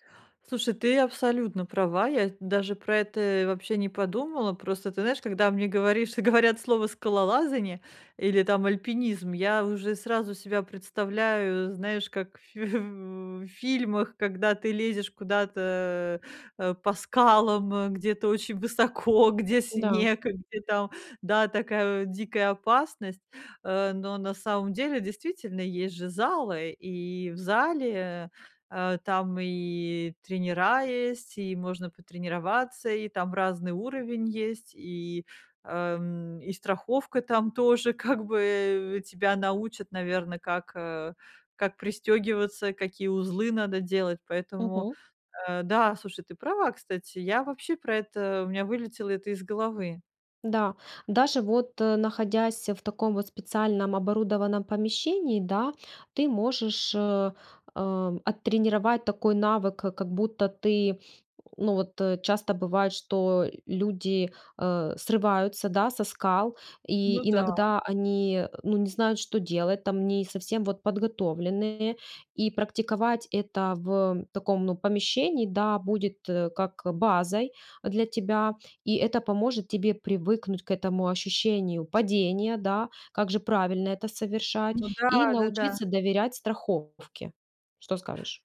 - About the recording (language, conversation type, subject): Russian, advice, Как мне справиться со страхом пробовать новые хобби и занятия?
- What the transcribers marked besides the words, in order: chuckle; other background noise